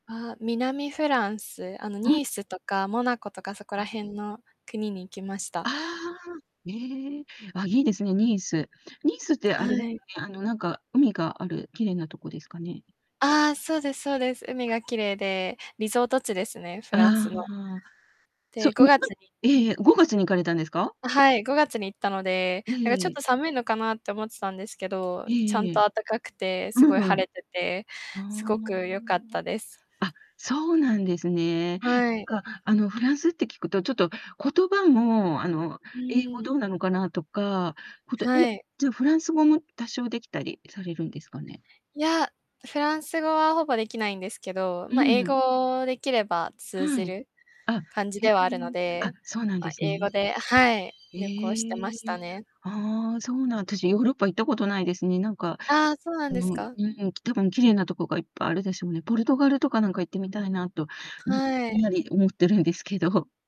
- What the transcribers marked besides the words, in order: tapping; distorted speech; alarm
- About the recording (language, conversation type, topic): Japanese, unstructured, 趣味をしているとき、どんな気持ちになりますか？